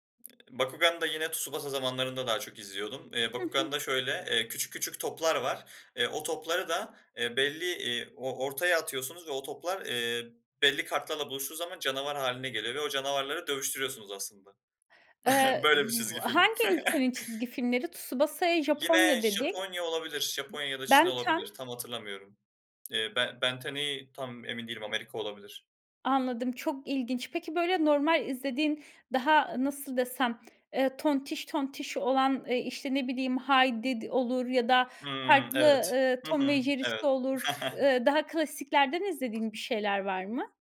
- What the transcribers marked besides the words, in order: other background noise; chuckle; chuckle; tapping
- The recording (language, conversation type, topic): Turkish, podcast, Çocukken en sevdiğin çizgi film ya da kahraman kimdi?